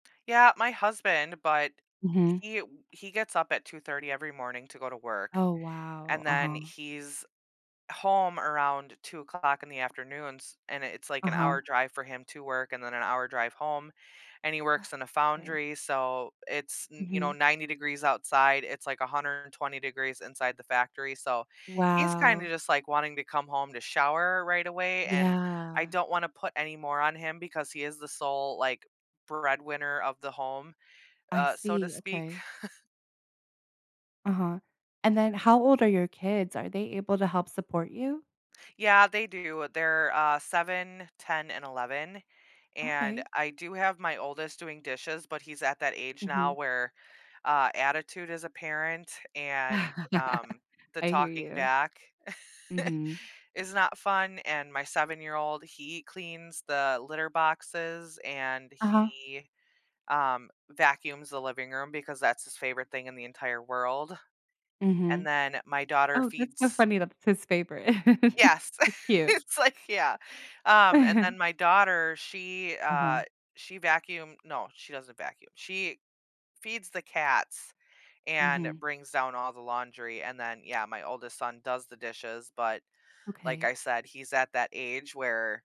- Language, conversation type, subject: English, advice, How can I prioritize and manage my responsibilities so I stop feeling overwhelmed?
- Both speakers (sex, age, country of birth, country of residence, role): female, 35-39, United States, United States, advisor; female, 35-39, United States, United States, user
- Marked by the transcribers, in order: chuckle; chuckle; chuckle; laugh; laughing while speaking: "It's like"; chuckle